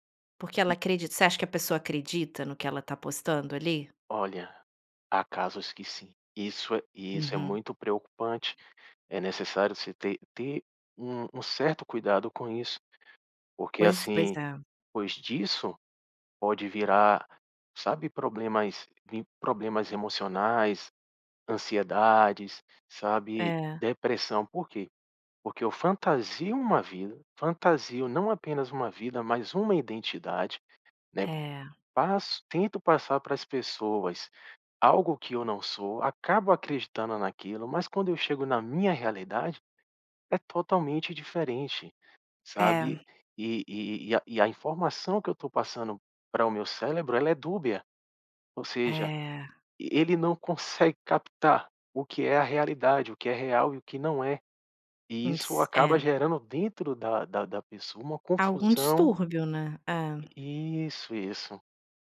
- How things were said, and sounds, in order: "cérebro" said as "célebro"
- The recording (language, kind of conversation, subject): Portuguese, podcast, As redes sociais ajudam a descobrir quem você é ou criam uma identidade falsa?